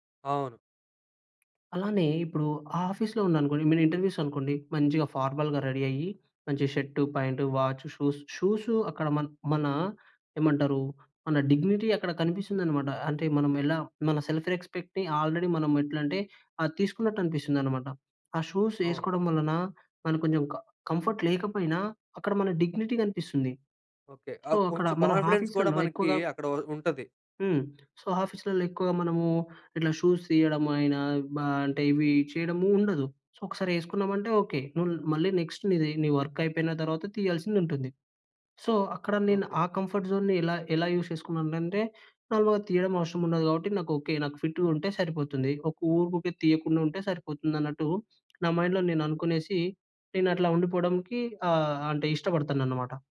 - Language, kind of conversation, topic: Telugu, podcast, మీ దుస్తులు మీ గురించి ఏమి చెబుతాయనుకుంటారు?
- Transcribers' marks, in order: in English: "ఆఫీస్‌లో"; in English: "ఇంటర్వ్యూస్"; in English: "ఫార్మల్‌గా రెడీ"; in English: "వాచ్, షూస్"; in English: "డిగ్నిటీ"; in English: "సెల్ఫ్ రెస్పెక్ట్‌ని ఆల్రెడీ"; in English: "షూస్"; in English: "కం కంఫర్ట్"; in English: "డిగ్నిటీ"; tapping; in English: "సో"; in English: "కాన్ఫిడెన్స్"; in English: "సో"; in English: "షూస్"; in English: "సో"; in English: "నెక్స్ట్"; in English: "వర్క్"; in English: "సో"; in English: "కంఫర్ట్ జోన్‌ని"; in English: "యూస్"; in English: "నార్మల్‌గా"; in English: "ఫిట్‌గా"; in English: "మైండ్‍లో"